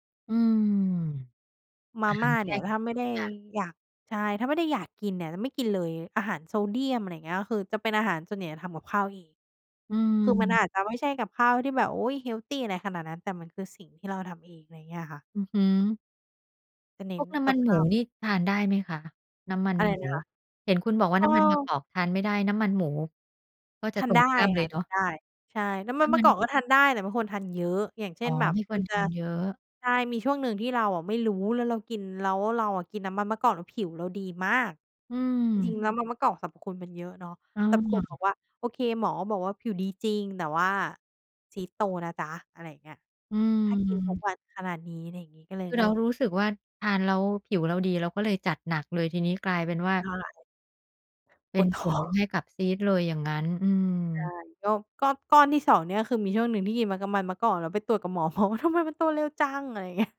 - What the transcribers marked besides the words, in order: laughing while speaking: "ท้อง"; laughing while speaking: "หมอว่า"
- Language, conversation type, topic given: Thai, podcast, คุณยอมเสียอะไรเพื่อให้ประสบความสำเร็จ?